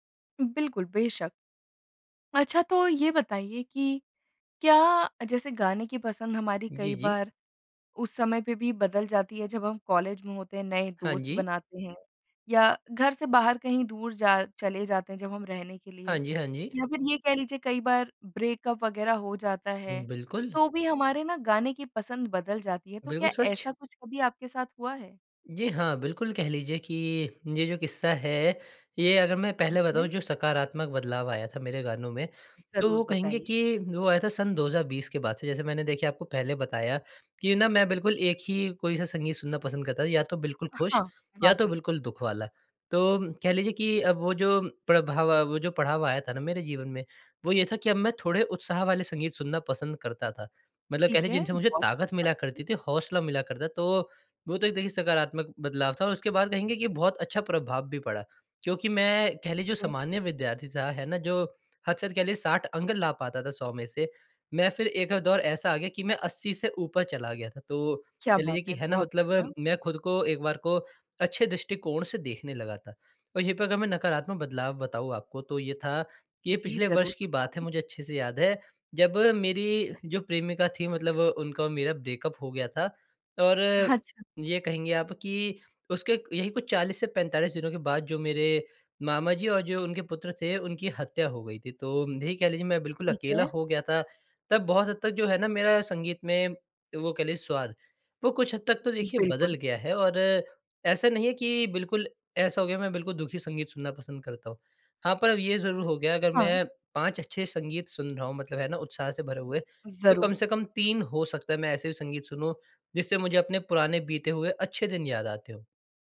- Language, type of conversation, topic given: Hindi, podcast, तुम्हारी संगीत पसंद में सबसे बड़ा बदलाव कब आया?
- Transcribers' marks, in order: in English: "ब्रेकअप"; in English: "ब्रेकअप"; "अच्छा" said as "हच्छा"